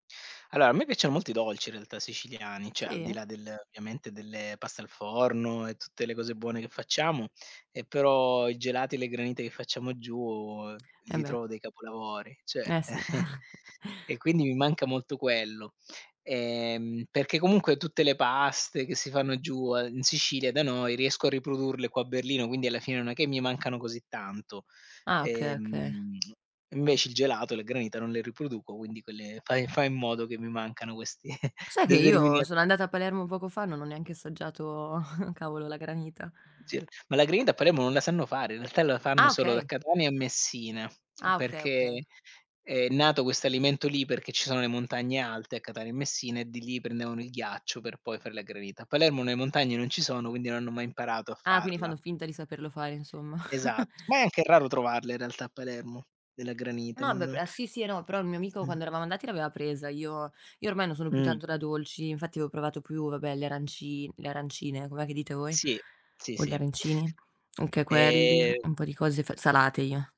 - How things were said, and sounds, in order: chuckle; lip smack; chuckle; tapping; chuckle; unintelligible speech; other background noise; tongue click; chuckle; drawn out: "E"
- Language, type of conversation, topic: Italian, unstructured, Qual è il tuo piatto preferito e perché?